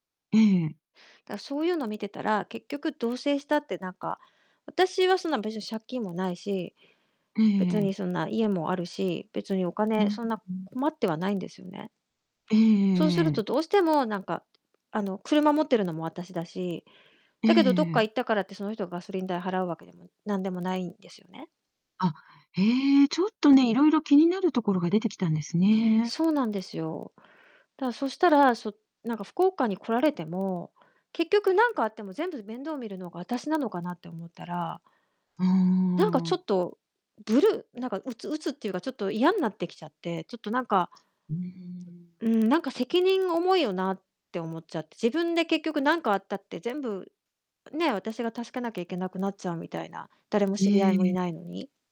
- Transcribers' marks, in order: distorted speech
- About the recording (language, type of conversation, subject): Japanese, advice, 将来の価値観が合わず、結婚や同棲を決めかねているのですが、どうすればいいですか？